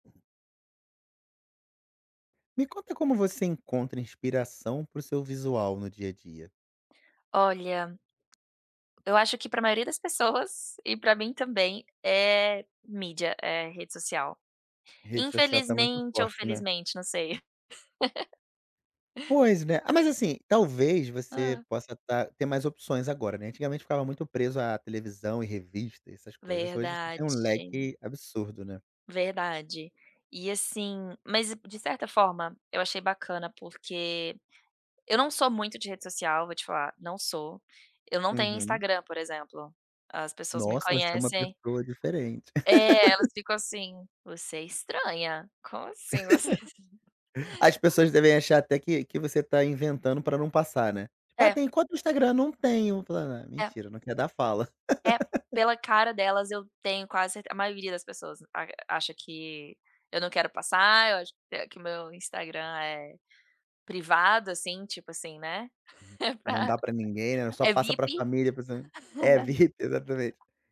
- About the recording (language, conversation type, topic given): Portuguese, podcast, Como você encontra inspiração para o seu visual no dia a dia?
- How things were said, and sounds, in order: other background noise; tapping; laugh; laugh; laugh; laugh; laugh; giggle